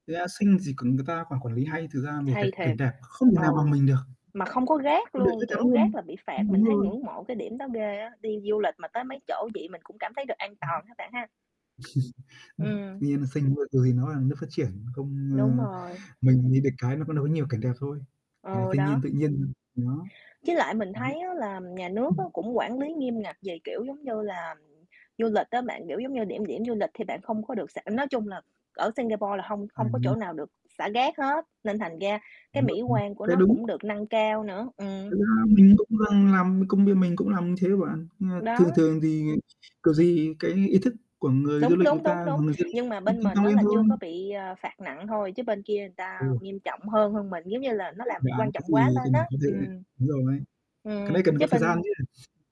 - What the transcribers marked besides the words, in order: unintelligible speech; distorted speech; static; tapping; other background noise; chuckle; unintelligible speech; unintelligible speech; unintelligible speech; unintelligible speech; unintelligible speech; mechanical hum
- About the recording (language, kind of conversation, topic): Vietnamese, unstructured, Bạn thích đi du lịch ở đâu nhất?
- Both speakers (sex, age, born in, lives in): female, 30-34, United States, United States; male, 40-44, Vietnam, Vietnam